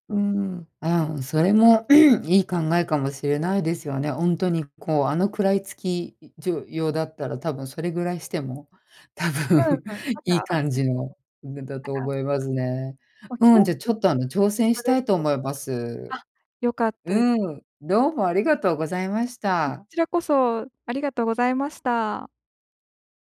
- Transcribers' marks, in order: throat clearing; laughing while speaking: "多分いい感じの"; unintelligible speech; unintelligible speech; unintelligible speech
- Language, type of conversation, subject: Japanese, advice, 友人との境界線をはっきり伝えるにはどうすればよいですか？